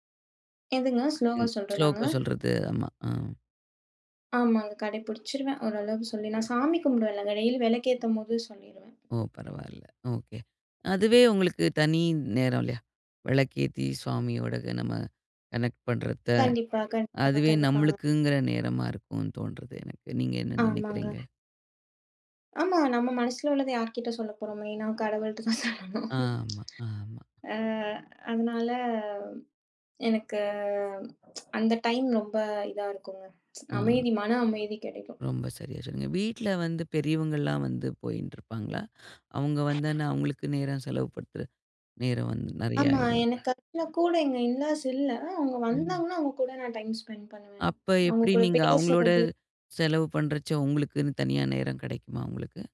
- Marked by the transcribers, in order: in English: "டெய்லி"; in English: "கனெக்ட்"; laughing while speaking: "சொல்லணும்"; other noise; tsk; tsk; unintelligible speech; in English: "இன்லாஸ்"; in English: "டைம் ஸ்பெண்ட்"
- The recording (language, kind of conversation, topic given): Tamil, podcast, வீட்டில் உங்களுக்கான தனிநேரத்தை நீங்கள் எப்படி உருவாக்குகிறீர்கள்?
- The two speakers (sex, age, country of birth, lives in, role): female, 30-34, India, India, guest; female, 55-59, India, United States, host